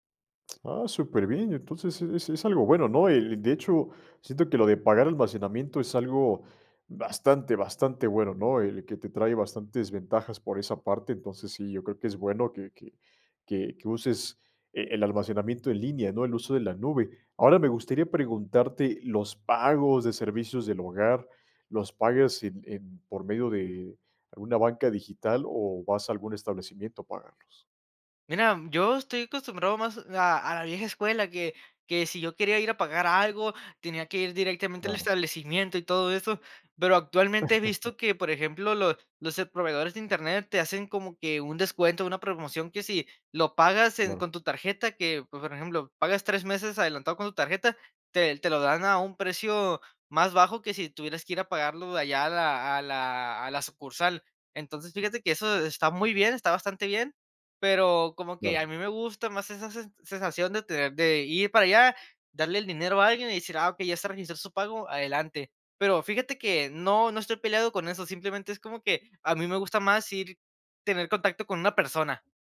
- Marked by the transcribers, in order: other background noise; chuckle
- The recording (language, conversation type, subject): Spanish, podcast, ¿Qué retos traen los pagos digitales a la vida cotidiana?